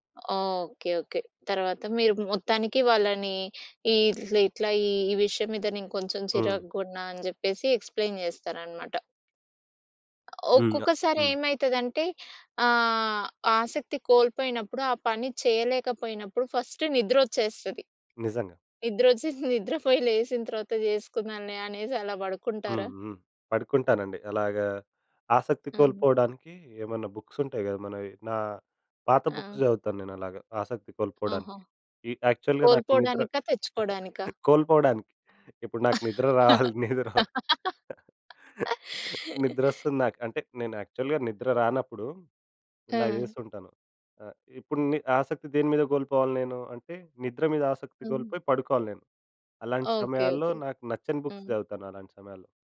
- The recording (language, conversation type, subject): Telugu, podcast, ఆసక్తి కోల్పోతే మీరు ఏ చిట్కాలు ఉపయోగిస్తారు?
- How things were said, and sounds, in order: other background noise; in English: "ఎక్స్‌ప్లేన్"; other noise; in English: "ఫస్ట్"; chuckle; in English: "బుక్స్"; in English: "బుక్స్"; in English: "యాక్చువల్‌గా"; chuckle; laugh; chuckle; in English: "యాక్చువల్‌గా"; in English: "బుక్స్"